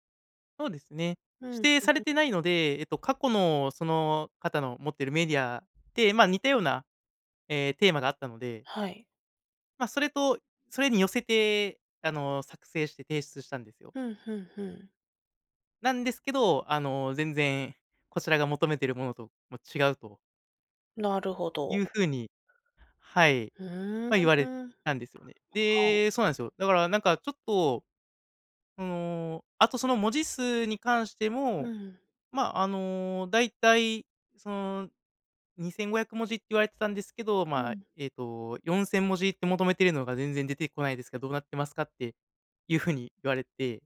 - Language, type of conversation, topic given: Japanese, advice, 初めての顧客クレーム対応で動揺している
- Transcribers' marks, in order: other noise